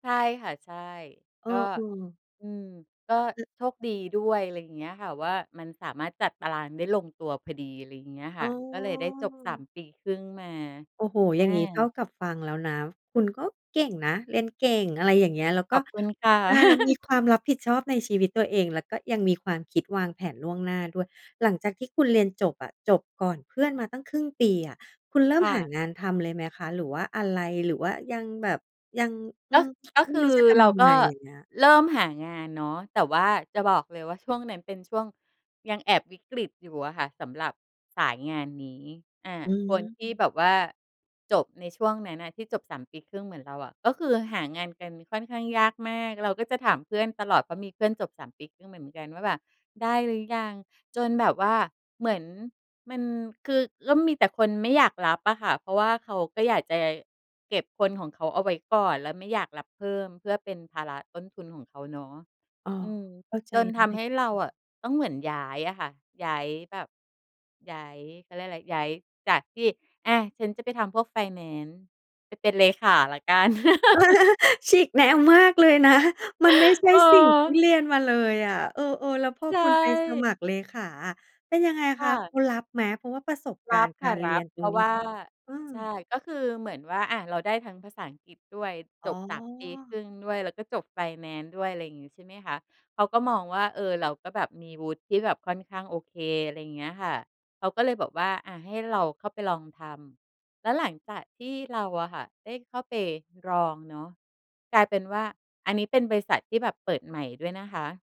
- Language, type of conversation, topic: Thai, podcast, คุณช่วยเล่าเหตุการณ์ที่เปลี่ยนชีวิตคุณให้ฟังหน่อยได้ไหม?
- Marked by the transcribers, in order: chuckle; tsk; chuckle